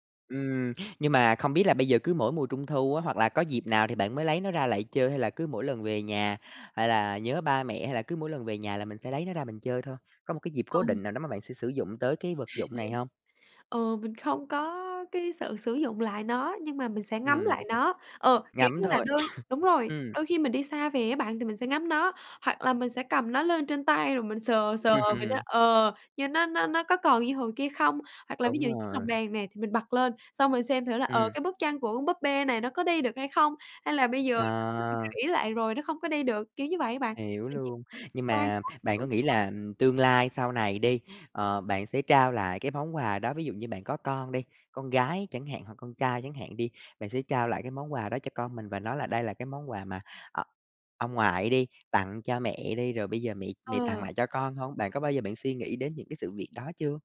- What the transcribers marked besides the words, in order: chuckle; cough; other background noise; laughing while speaking: "Ừm"
- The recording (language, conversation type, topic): Vietnamese, podcast, Bạn có thể kể về một món đồ gắn liền với kỷ niệm của bạn không?